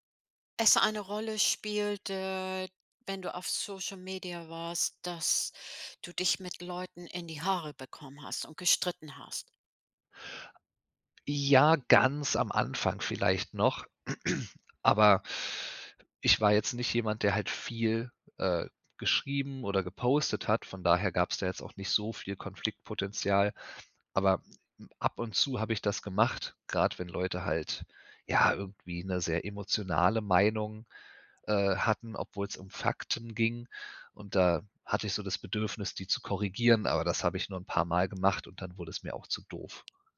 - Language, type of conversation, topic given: German, podcast, Was nervt dich am meisten an sozialen Medien?
- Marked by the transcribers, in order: none